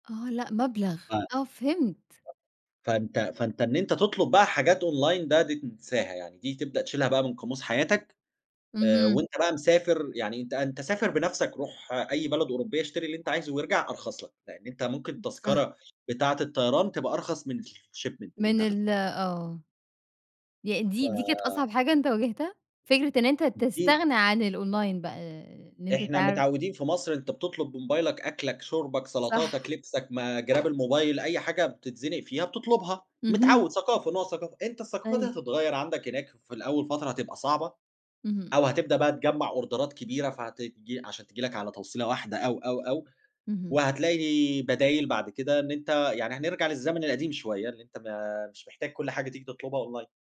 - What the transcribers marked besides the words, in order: unintelligible speech; in English: "online"; in English: "الshipment"; in English: "الonline"; other background noise; in English: "أوردرات"; in English: "online"
- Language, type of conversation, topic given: Arabic, podcast, إيه هي تجربة السفر اللي عمرك ما هتنساها؟